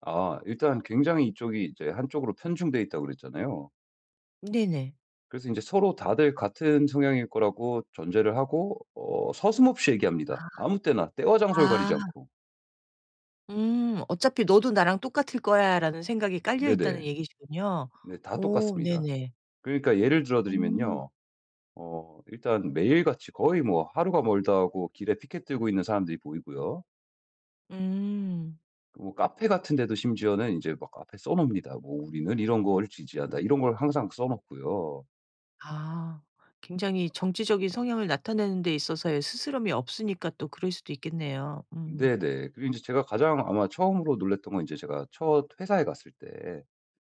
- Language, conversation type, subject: Korean, advice, 타인의 시선 때문에 하고 싶은 일을 못 하겠을 때 어떻게 해야 하나요?
- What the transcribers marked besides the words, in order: other background noise